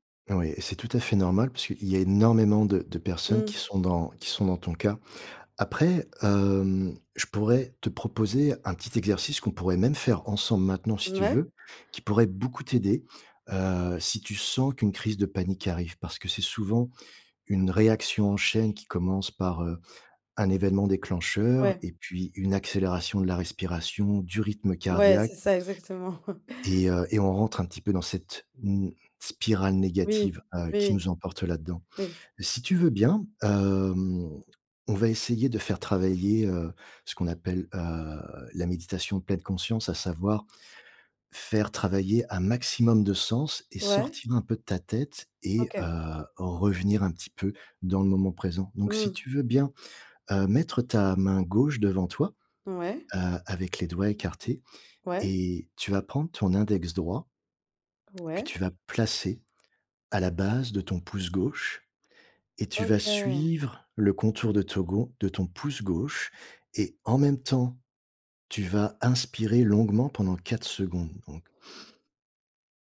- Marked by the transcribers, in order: tapping; chuckle; inhale
- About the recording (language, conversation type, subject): French, advice, Comment décrire des crises de panique ou une forte anxiété sans déclencheur clair ?